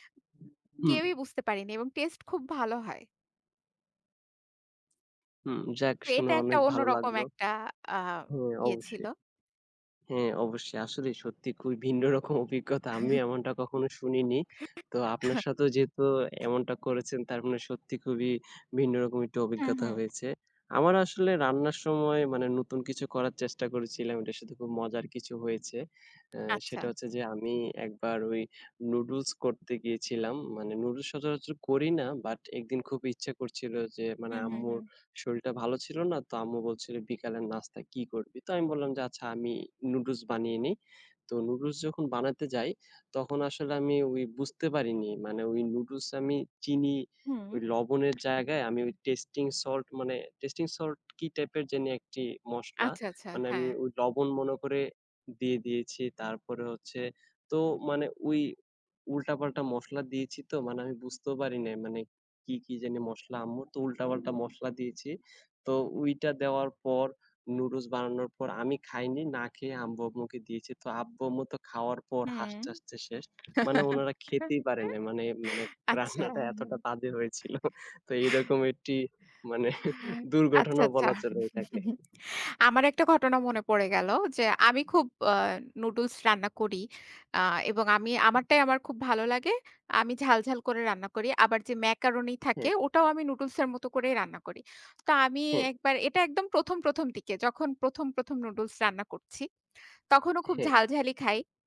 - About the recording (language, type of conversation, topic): Bengali, unstructured, আপনি কি কখনও রান্নায় নতুন কোনো রেসিপি চেষ্টা করেছেন?
- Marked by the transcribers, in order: other background noise; tapping; laughing while speaking: "ভিন্ন রকম অভিজ্ঞতা"; chuckle; "আব্বু" said as "আম্বু"; laugh; laughing while speaking: "আচ্ছা। আচ্ছা, আচ্ছা"; chuckle; laughing while speaking: "মানে রান্নাটা এতটা বাজে হয়েছিল … বলা চলে এটাকে"